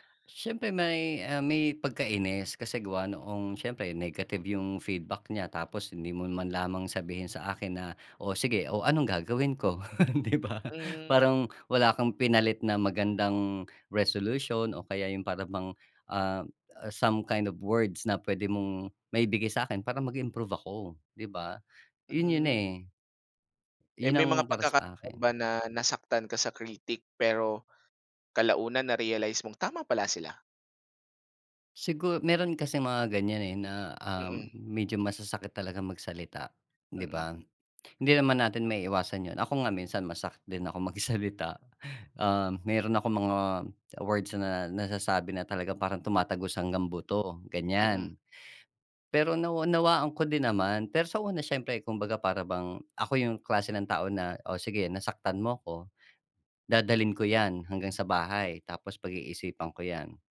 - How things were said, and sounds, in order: laughing while speaking: "'di ba"; in English: "some kind of words"; laughing while speaking: "magsalita"
- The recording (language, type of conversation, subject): Filipino, podcast, Paano mo tinatanggap ang mga kritisismong natatanggap mo tungkol sa gawa mo?